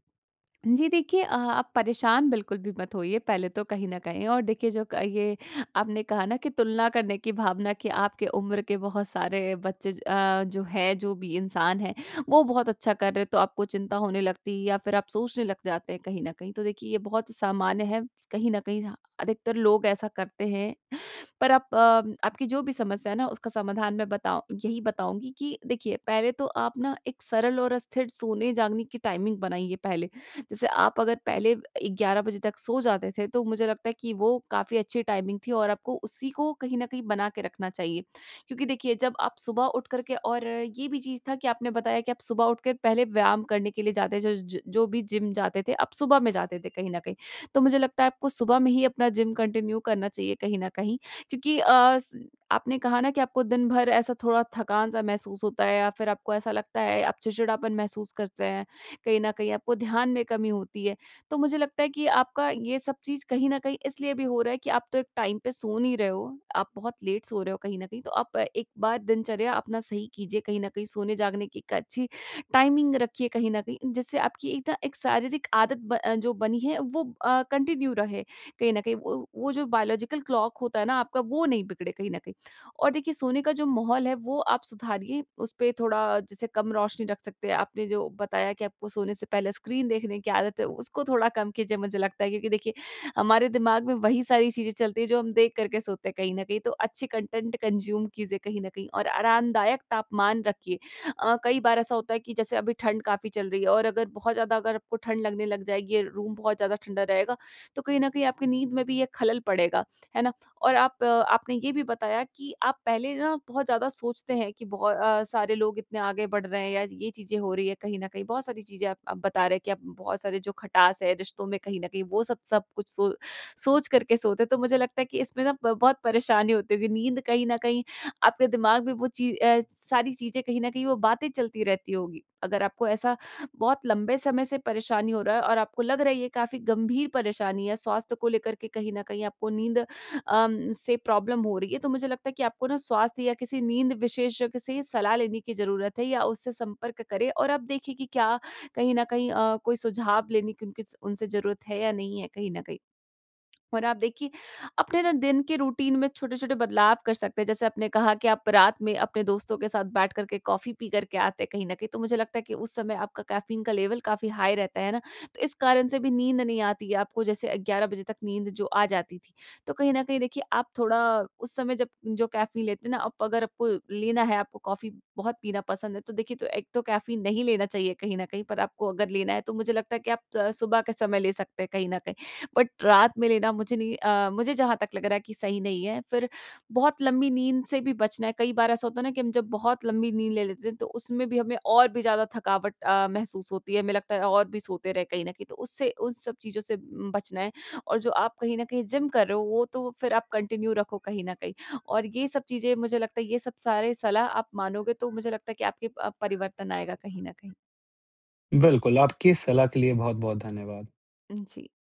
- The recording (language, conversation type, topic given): Hindi, advice, आपकी नींद का समय कितना अनियमित रहता है और आपको पर्याप्त नींद क्यों नहीं मिल पाती?
- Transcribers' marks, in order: in English: "टाइमिंग"; in English: "टाइमिंग"; other background noise; in English: "कंटिन्यू"; in English: "टाइम"; in English: "लेट"; in English: "टाइमिंग"; in English: "कंटिन्यू"; in English: "बायोलॉजिकल क्लॉक"; in English: "स्क्रीन"; in English: "कंटेंट कन्ज़्यूम"; in English: "रूम"; in English: "प्रॉब्लम"; tapping; in English: "रूटीन"; in English: "लेवल"; in English: "हाई"; in English: "बट"; in English: "कंटिन्यू"; horn